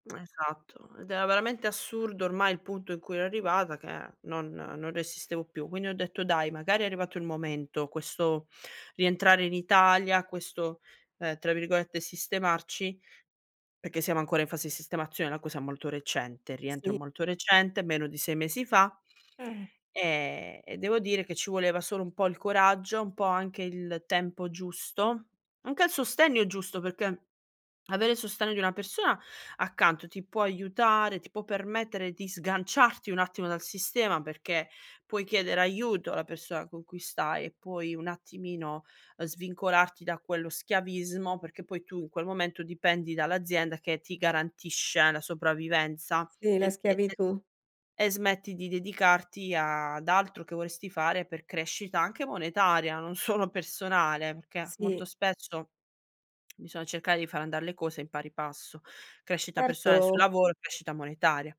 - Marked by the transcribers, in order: laughing while speaking: "solo"; lip smack; chuckle
- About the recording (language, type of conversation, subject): Italian, podcast, Quali segnali indicano che è ora di cambiare lavoro?